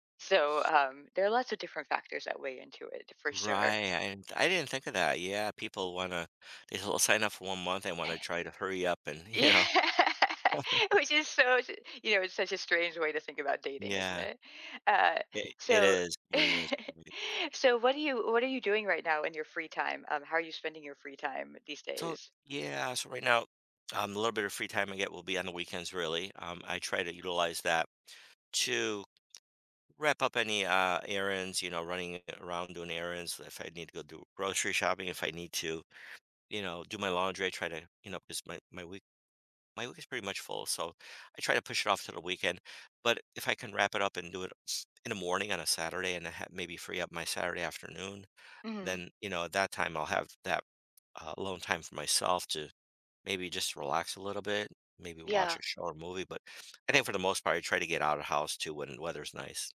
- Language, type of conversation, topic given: English, advice, How can I adjust to living alone?
- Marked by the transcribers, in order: tapping; laughing while speaking: "Yeah"; chuckle; chuckle; unintelligible speech; other background noise